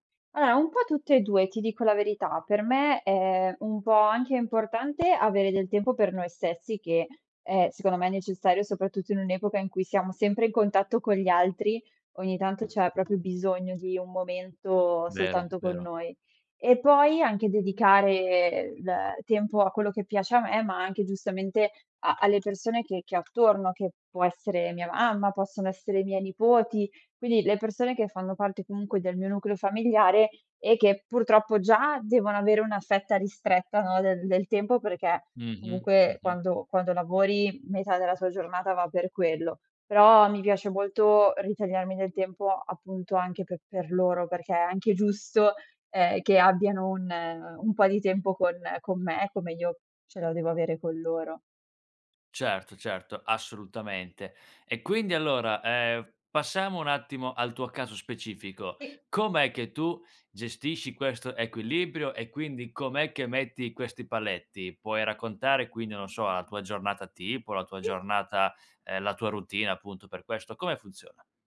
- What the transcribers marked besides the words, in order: tapping; other background noise
- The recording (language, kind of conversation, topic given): Italian, podcast, Com'è per te l'equilibrio tra vita privata e lavoro?